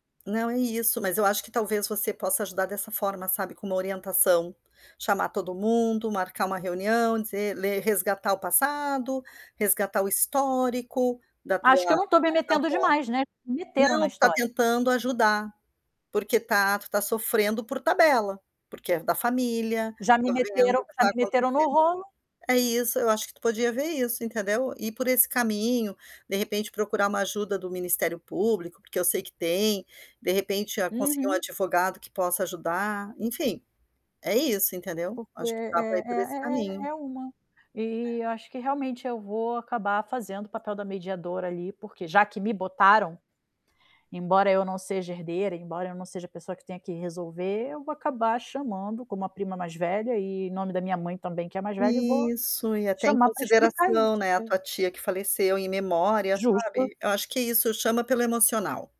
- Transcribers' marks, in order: static; distorted speech; unintelligible speech; tapping
- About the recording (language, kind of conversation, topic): Portuguese, advice, Como resolver uma briga entre familiares por dinheiro ou por empréstimos não pagos?